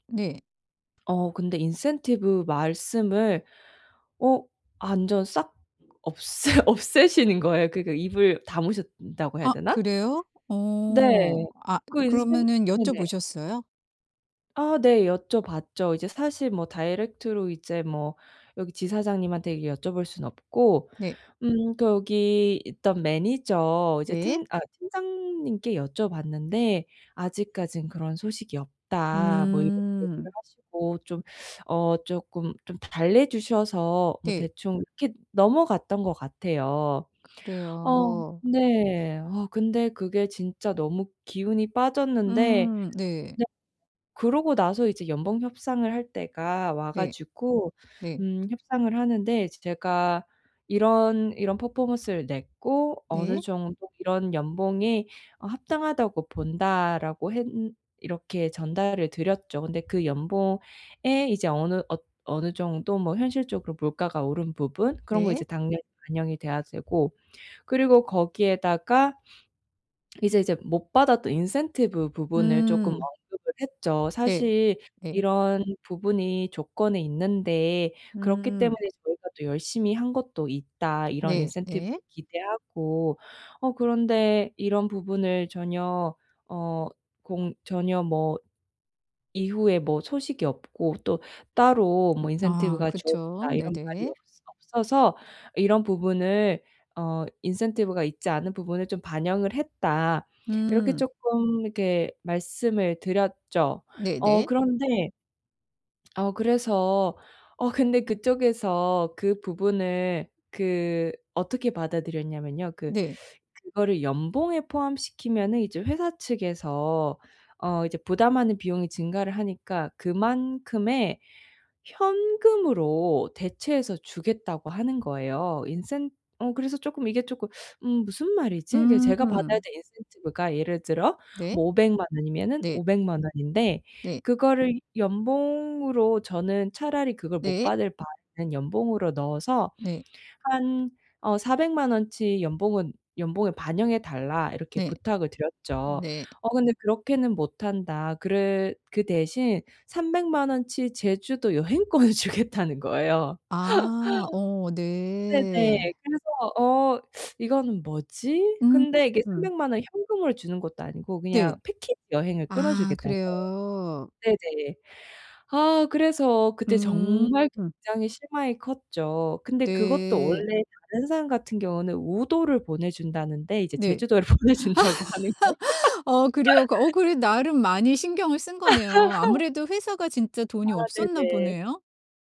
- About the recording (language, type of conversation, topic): Korean, advice, 연봉 협상을 앞두고 불안을 줄이면서 효과적으로 협상하려면 어떻게 준비해야 하나요?
- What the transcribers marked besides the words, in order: laughing while speaking: "없애 없애시는 거예요"; tapping; in English: "다이렉트로"; teeth sucking; background speech; in English: "퍼포먼스를"; in English: "인센티브"; in English: "인센티브를"; in English: "인센티브가"; in English: "인센티브가"; other background noise; teeth sucking; teeth sucking; in English: "인센티브가"; laughing while speaking: "주겠다는"; laugh; teeth sucking; laugh; laughing while speaking: "보내준다고 하는 거"; laugh